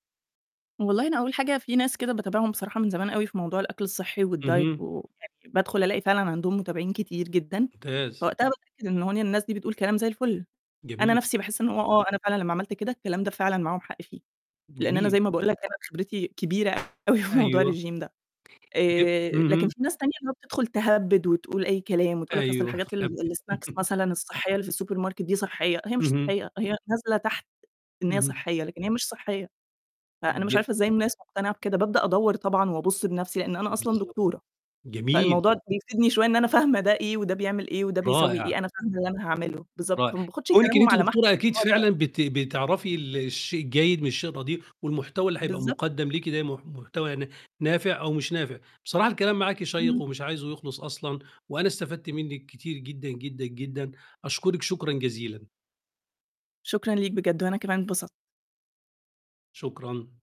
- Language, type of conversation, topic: Arabic, podcast, إيه تجربتك مع الصيام أو الرجيم؟
- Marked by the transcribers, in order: in English: "والdiet"; distorted speech; tapping; laughing while speaking: "أوي في موضوع"; in French: "الرجيم"; in English: "الsnacks"; laugh; in English: "الSupermarket"; static